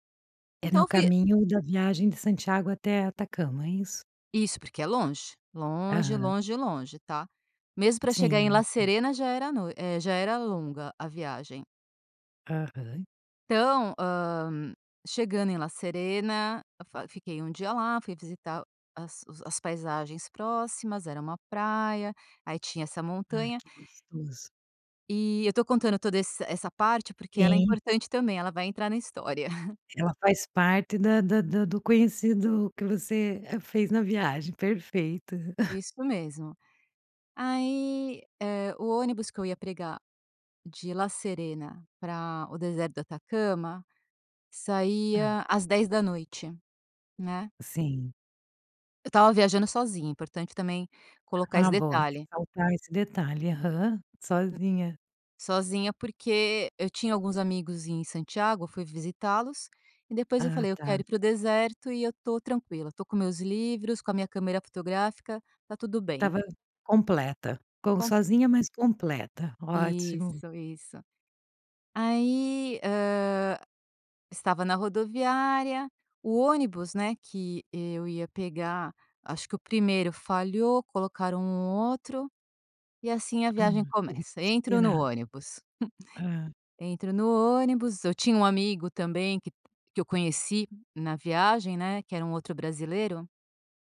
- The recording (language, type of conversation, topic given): Portuguese, podcast, Já fez alguma amizade que durou além da viagem?
- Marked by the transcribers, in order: unintelligible speech; laugh; chuckle; unintelligible speech